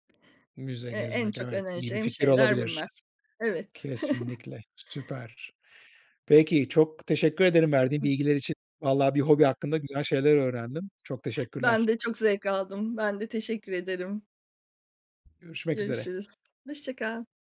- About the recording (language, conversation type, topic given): Turkish, podcast, Hobinle uğraşırken karşılaştığın en büyük zorluk neydi ve bunu nasıl aştın?
- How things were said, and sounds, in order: other background noise; chuckle